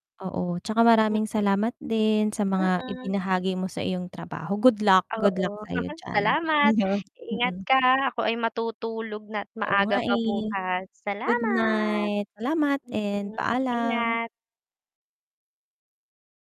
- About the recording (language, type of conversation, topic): Filipino, unstructured, Ano ang pinakamasayang karanasan mo noong nakaraang taon?
- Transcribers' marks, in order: distorted speech; static; chuckle; tapping